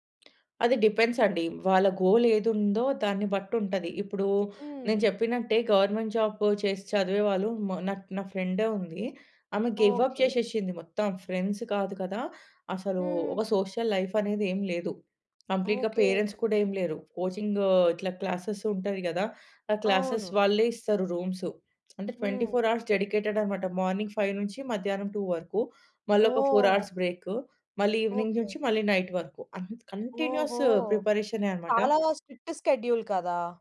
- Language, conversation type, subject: Telugu, podcast, విజయం మన మానసిక ఆరోగ్యంపై ఎలా ప్రభావం చూపిస్తుంది?
- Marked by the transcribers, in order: other background noise; in English: "డిపెండ్స్"; in English: "గోల్"; in English: "గవర్నమెంట్ జాబ్"; in English: "గివ్ అప్"; in English: "ఫ్రెండ్స్"; in English: "సోషల్ లైఫ్"; in English: "కంప్లీట్‌గా పేరెంట్స్"; in English: "కోచింగ్"; in English: "క్లాసెస్"; in English: "క్లాసెస్"; in English: "రూమ్స్"; in English: "ట్వెంటీ ఫోర్ అవర్స్ డెడికేటెడ్"; in English: "మార్నింగ్ ఫైవ్"; in English: "టూ"; in English: "ఫోర్ అవర్స్ బ్రేక్"; in English: "ఈవెనింగ్"; in English: "నైట్"; in English: "కంటిన్యూయస్"; in English: "స్ట్రిక్ట్ స్కెడ్యూల్"